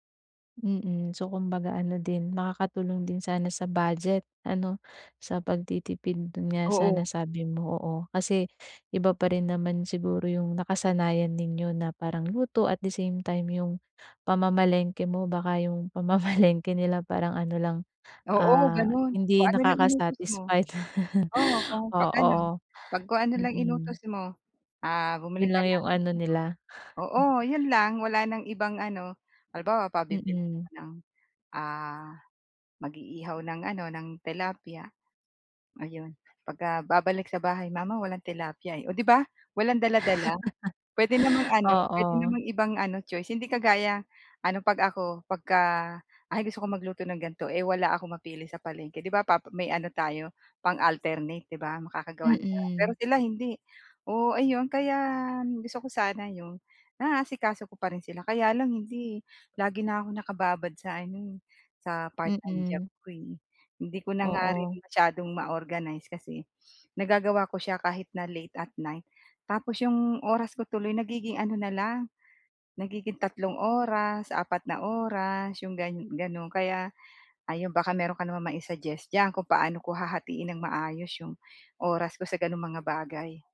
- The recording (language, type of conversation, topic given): Filipino, advice, Paano ko mahahati nang maayos ang oras ko sa pamilya at trabaho?
- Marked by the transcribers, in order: tapping; in English: "at the same time"; laughing while speaking: "pamamalengke"; in English: "nakaka-satisfied"; wind; chuckle; other background noise; chuckle; in English: "choice"; chuckle; gasp; in English: "pang-alternate"; in English: "part-time job"; in English: "ma-organize"; in English: "late at night"; gasp; in English: "mai-suggest"